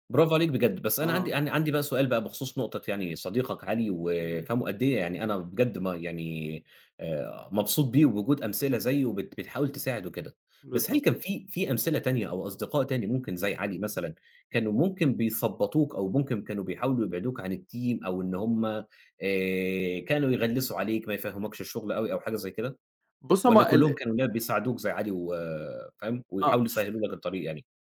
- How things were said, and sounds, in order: in English: "الteam"; other background noise
- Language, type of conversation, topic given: Arabic, podcast, إيه دور أصحابك وعيلتك في دعم إبداعك؟